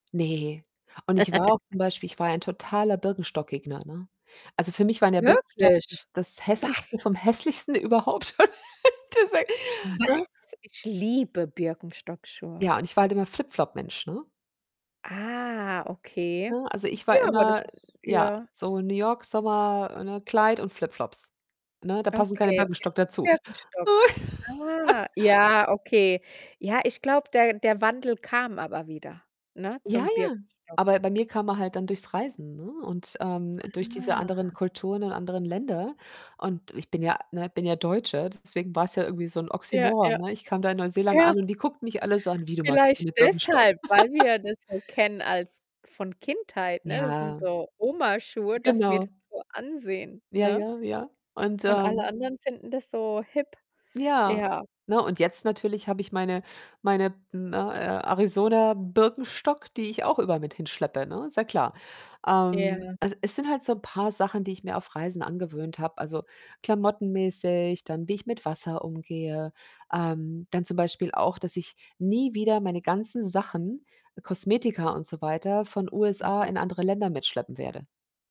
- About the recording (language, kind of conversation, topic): German, podcast, Was nimmst du von einer Reise mit nach Hause, wenn du keine Souvenirs kaufst?
- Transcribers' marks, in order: laugh; surprised: "Wirklich? Was?"; distorted speech; laugh; unintelligible speech; surprised: "Was?"; stressed: "liebe"; laugh; static; drawn out: "Ah"; laugh